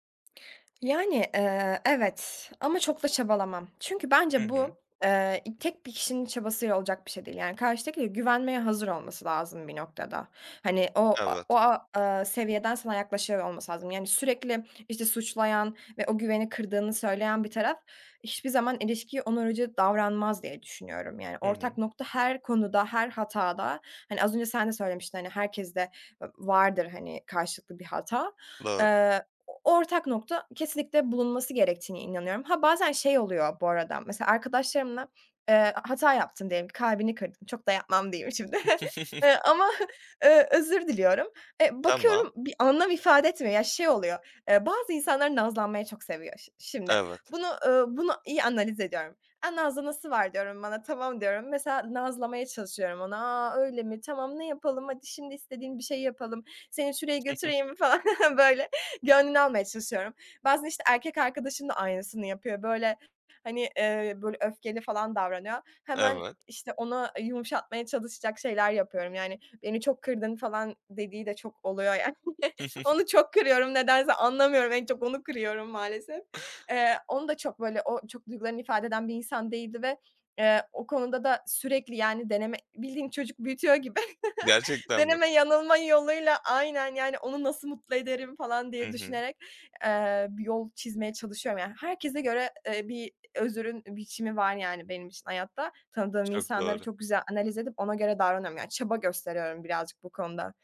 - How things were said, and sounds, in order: other background noise; sniff; chuckle; chuckle; laughing while speaking: "falan, böyle"; laughing while speaking: "yani. Onu çok kırıyorum nedense, anlamıyorum, en çok onu kırıyorum, maalesef"; chuckle; laughing while speaking: "gibi"; chuckle
- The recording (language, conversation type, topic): Turkish, podcast, Birine içtenlikle nasıl özür dilersin?